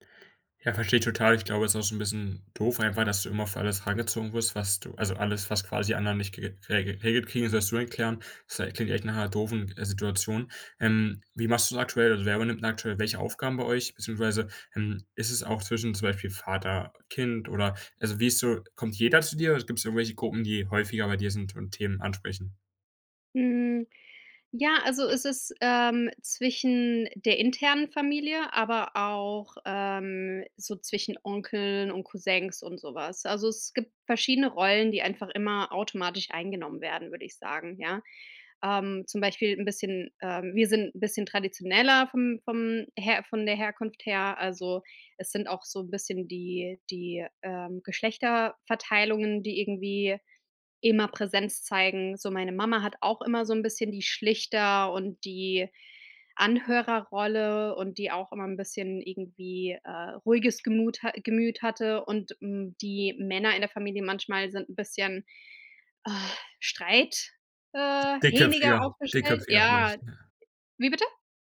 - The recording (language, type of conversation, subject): German, advice, Wie können wir Rollen und Aufgaben in der erweiterten Familie fair aufteilen?
- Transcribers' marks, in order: stressed: "jeder"